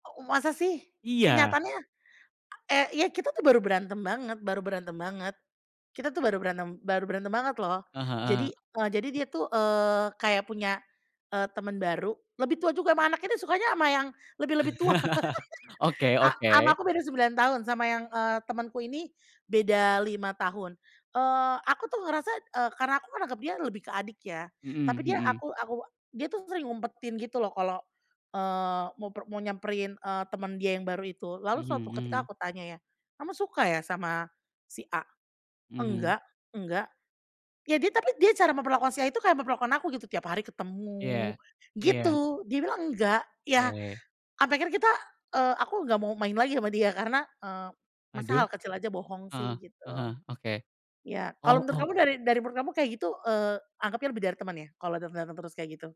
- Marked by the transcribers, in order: other background noise; laugh; laughing while speaking: "tua"
- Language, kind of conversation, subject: Indonesian, podcast, Bagaimana kamu bisa menegaskan batasan tanpa membuat orang lain tersinggung?